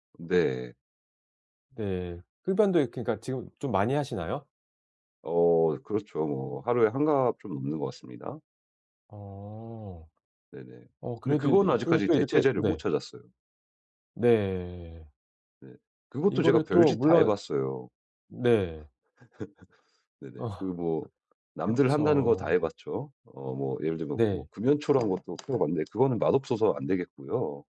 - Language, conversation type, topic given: Korean, advice, 나쁜 습관을 다른 행동으로 바꾸려면 어떻게 시작해야 하나요?
- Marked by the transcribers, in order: other background noise; laugh; tapping